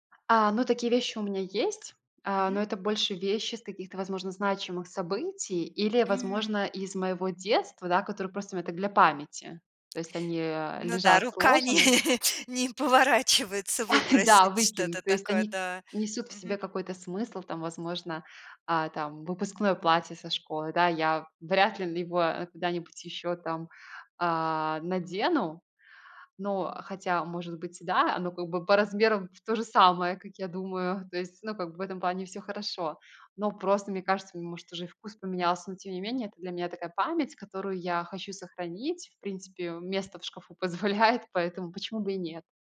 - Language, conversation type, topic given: Russian, podcast, Что посоветуешь тем, кто боится экспериментировать со стилем?
- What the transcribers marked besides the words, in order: laughing while speaking: "не не поворачивается выбросить"; chuckle; laughing while speaking: "позволяет"